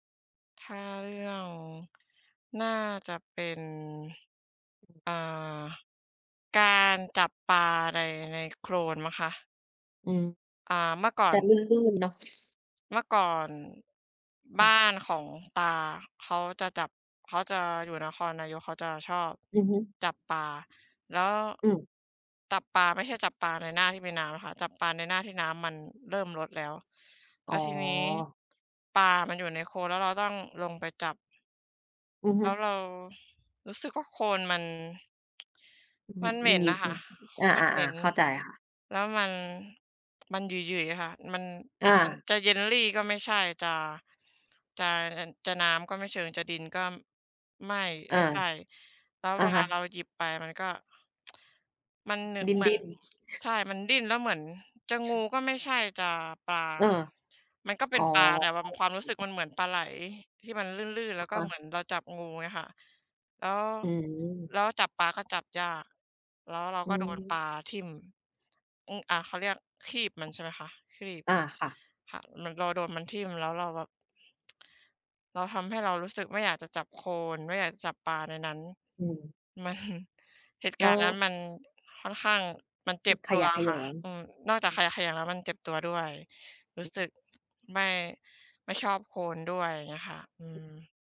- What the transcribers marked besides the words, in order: tapping; other background noise; tsk; tsk; chuckle
- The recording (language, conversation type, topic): Thai, unstructured, มีเหตุการณ์อะไรในอดีตที่ทำให้คุณรู้สึกขยะแขยงบ้างไหม?